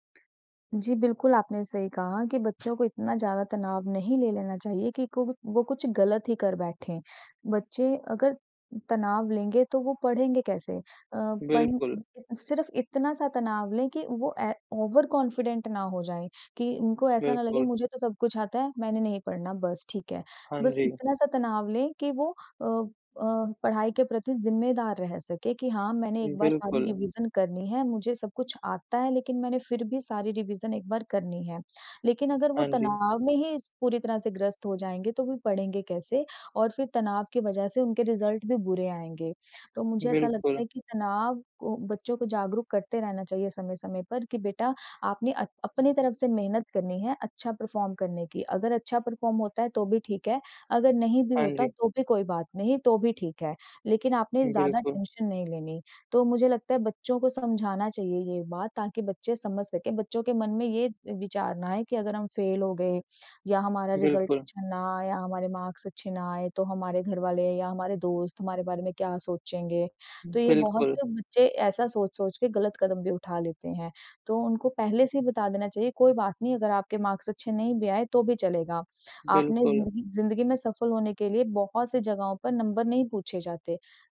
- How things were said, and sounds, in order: tapping; other background noise; unintelligible speech; in English: "ओवर कॉन्फिडेंट"; in English: "रिवीज़न"; in English: "रिवीज़न"; in English: "रिज़ल्ट"; in English: "परफॉर्म"; in English: "परफॉर्म"; in English: "टेंशन"; in English: "रिज़ल्ट"; in English: "मार्क्स"; in English: "मार्क्स"; in English: "नंबर"
- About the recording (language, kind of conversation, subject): Hindi, unstructured, क्या आपको कभी किसी परीक्षा में सफलता मिलने पर खुशी मिली है?
- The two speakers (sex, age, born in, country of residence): female, 35-39, India, India; male, 20-24, India, India